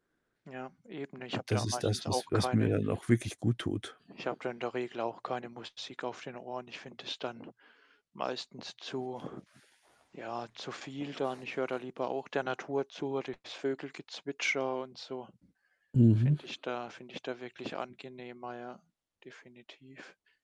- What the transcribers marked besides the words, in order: wind; other background noise; tapping
- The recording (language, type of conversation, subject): German, unstructured, Gibt es eine Aktivität, die dir hilft, Stress abzubauen?